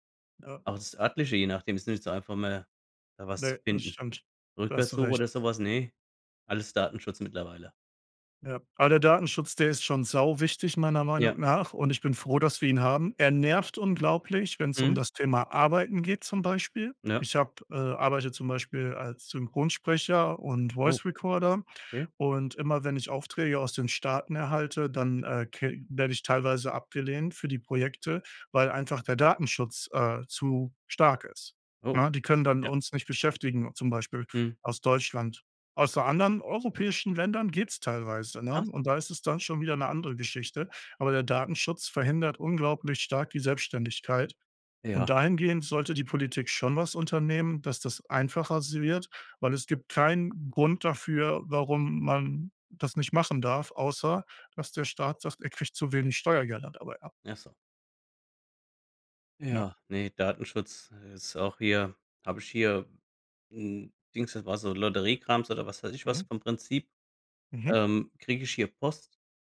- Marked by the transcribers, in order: in English: "Voice Recorder"
- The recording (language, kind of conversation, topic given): German, unstructured, Wie wichtig ist dir Datenschutz im Internet?